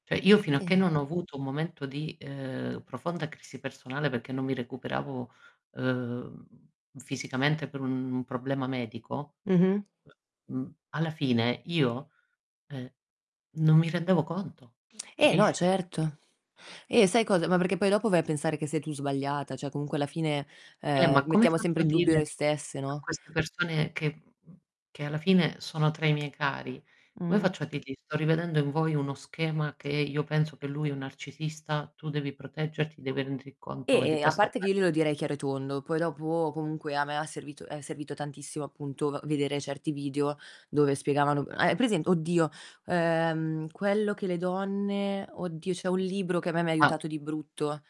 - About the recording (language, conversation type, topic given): Italian, unstructured, Come capisci quando è il momento di andartene?
- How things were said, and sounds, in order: "Cioè" said as "ceh"; "perché" said as "peché"; tapping; other background noise; distorted speech